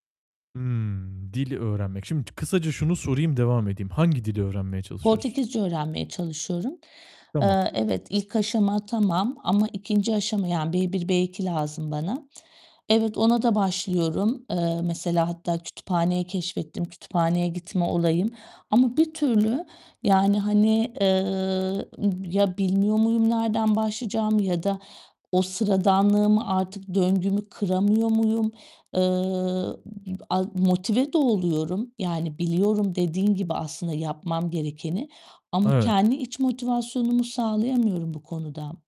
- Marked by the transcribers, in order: other noise; distorted speech
- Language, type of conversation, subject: Turkish, advice, Günlük yaşamımda alışkanlık döngülerimi nasıl fark edip kırabilirim?